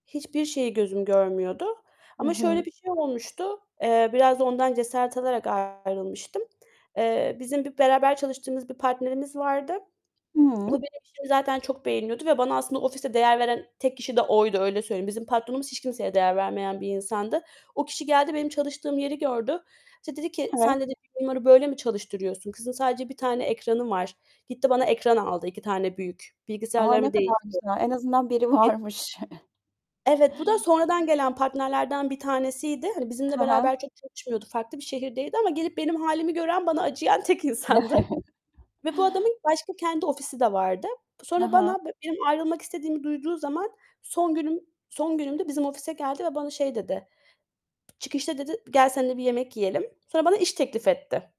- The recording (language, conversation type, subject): Turkish, podcast, Tükenmişlik yaşadığında kendini nasıl toparlarsın?
- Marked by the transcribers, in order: tapping; other background noise; distorted speech; unintelligible speech; chuckle